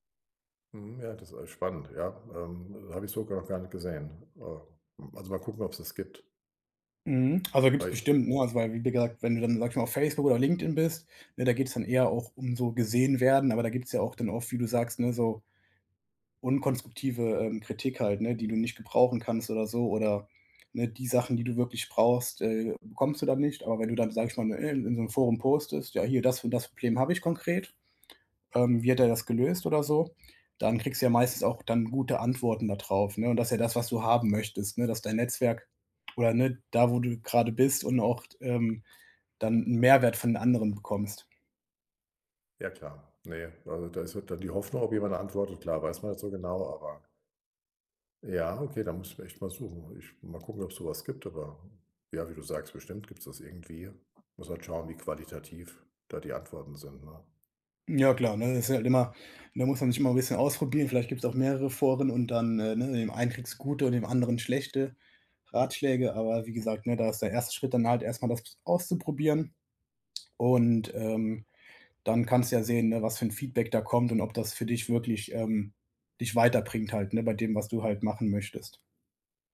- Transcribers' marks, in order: other background noise; tapping
- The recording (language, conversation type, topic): German, advice, Wie baue ich in meiner Firma ein nützliches Netzwerk auf und pflege es?